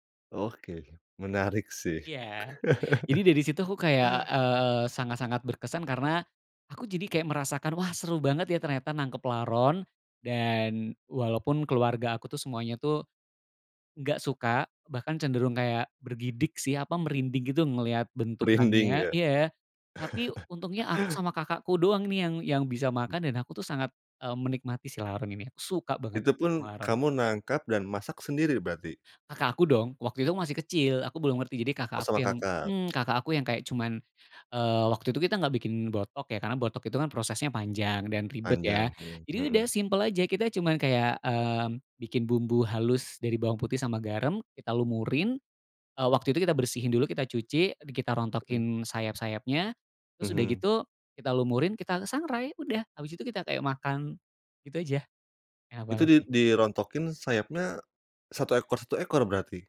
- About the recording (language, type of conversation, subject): Indonesian, podcast, Apa makanan tradisional yang selalu bikin kamu kangen?
- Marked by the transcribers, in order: laughing while speaking: "menarik sih"; chuckle; chuckle; unintelligible speech